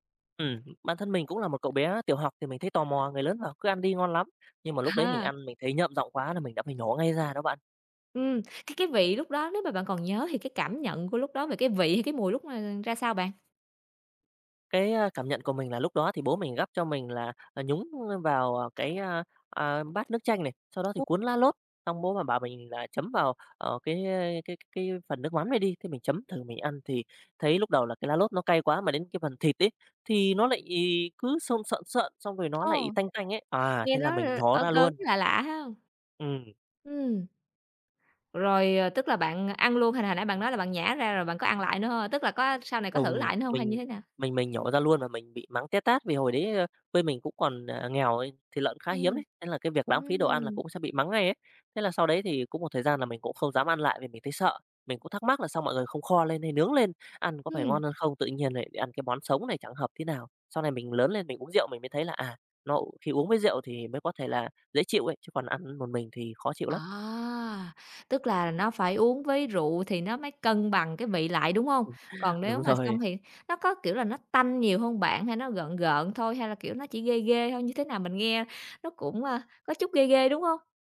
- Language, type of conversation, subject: Vietnamese, podcast, Bạn có thể kể về món ăn tuổi thơ khiến bạn nhớ mãi không quên không?
- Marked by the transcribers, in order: tapping; other background noise; unintelligible speech; laughing while speaking: "đúng rồi"